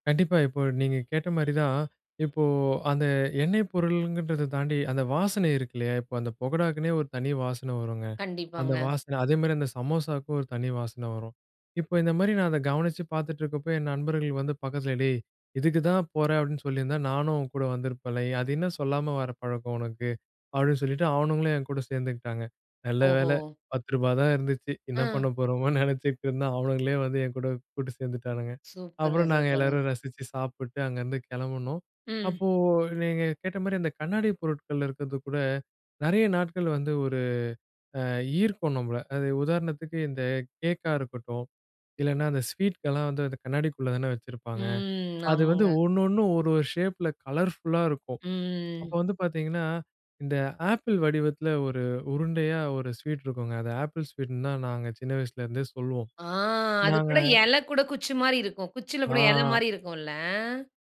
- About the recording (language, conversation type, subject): Tamil, podcast, ஒரு தெருவோர உணவுக் கடை அருகே சில நிமிடங்கள் நின்றபோது உங்களுக்குப் பிடித்ததாக இருந்த அனுபவத்தைப் பகிர முடியுமா?
- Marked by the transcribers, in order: "பகடாவுக்குன்னே" said as "பொகடாவுக்குன்னே"; laughing while speaking: "என்ன பண்ண போறோமோன்னு நெனைச்சிட்டு இருந்தேன், அவனுங்களே வந்து என் கூட கூட்டு சேர்ந்துட்டானுங்க"; drawn out: "ம்"; in English: "ஷேப்பில கலர்ஃபுல்லா"; drawn out: "ம்"